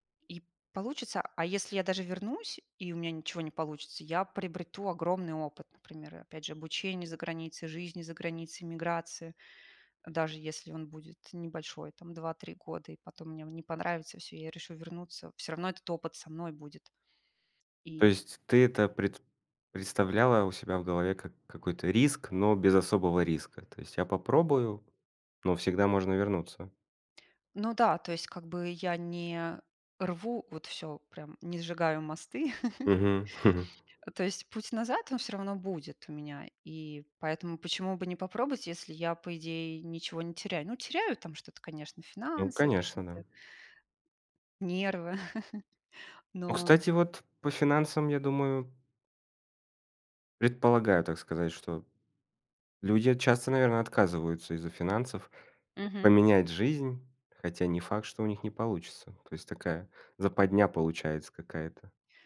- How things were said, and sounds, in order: tapping; chuckle; other background noise; chuckle
- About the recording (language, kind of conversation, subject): Russian, podcast, Что вы выбираете — стабильность или перемены — и почему?